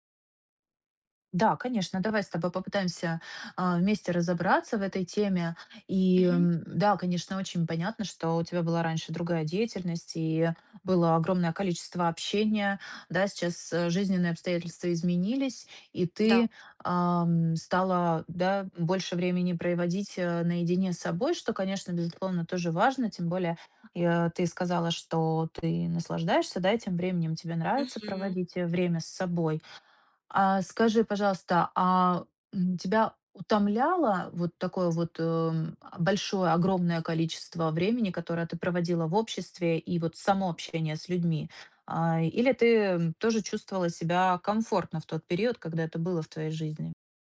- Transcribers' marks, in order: tapping
- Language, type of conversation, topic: Russian, advice, Как мне найти баланс между общением и временем в одиночестве?